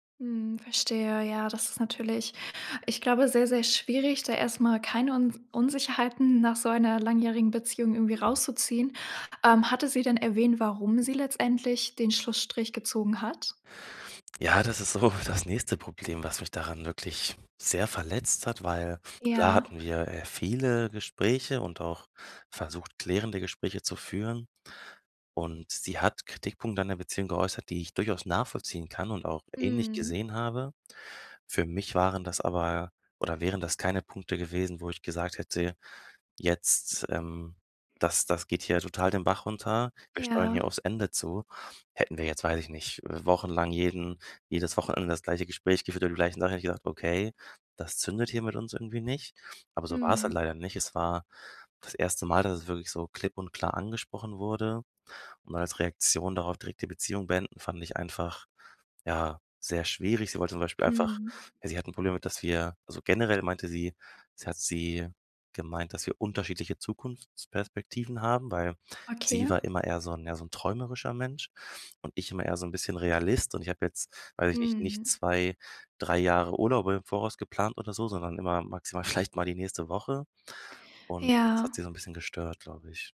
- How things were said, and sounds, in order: laughing while speaking: "so"; laughing while speaking: "vielleicht"
- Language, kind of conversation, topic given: German, advice, Wie gehst du mit der Unsicherheit nach einer Trennung um?